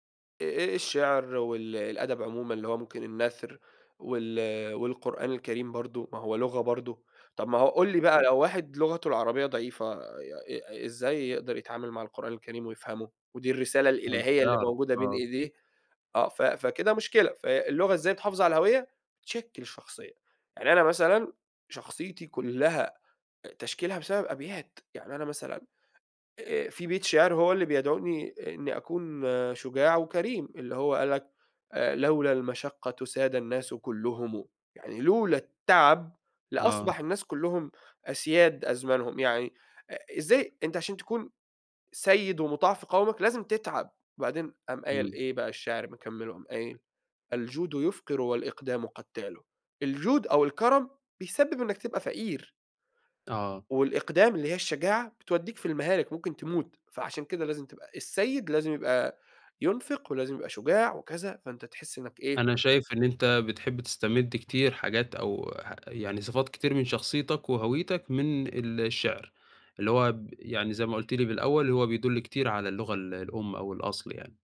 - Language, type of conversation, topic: Arabic, podcast, إيه دور لغتك الأم في إنك تفضل محافظ على هويتك؟
- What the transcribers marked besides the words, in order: tapping